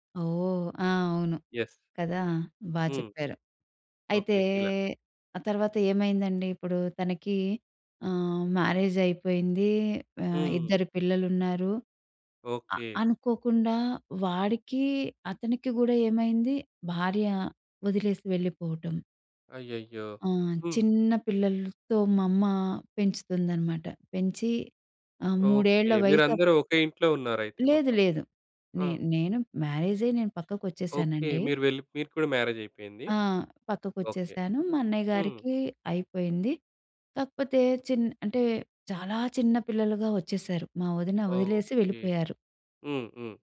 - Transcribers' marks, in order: in English: "యస్"; in English: "మ్యారేజ్"; in English: "మ్యారేజ్"
- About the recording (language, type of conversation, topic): Telugu, podcast, సహాయం అడగడం మీకు కష్టంగా ఉంటే, మీరు ఎలా అడుగుతారు?